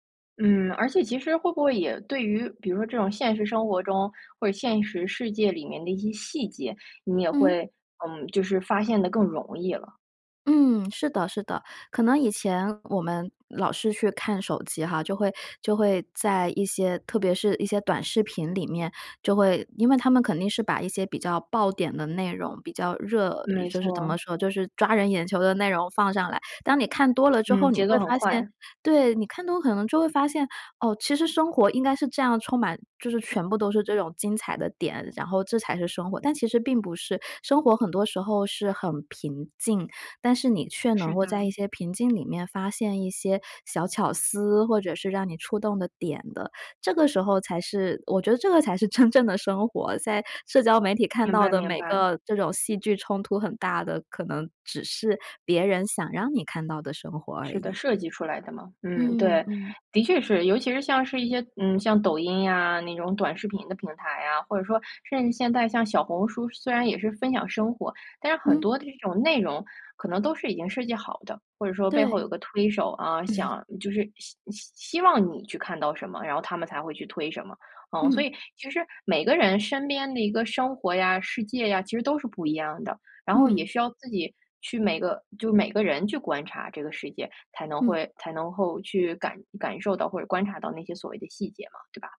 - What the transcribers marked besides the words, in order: laughing while speaking: "真正的生活"; laughing while speaking: "嗯"
- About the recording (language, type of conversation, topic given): Chinese, podcast, 你有什么办法戒掉手机瘾、少看屏幕？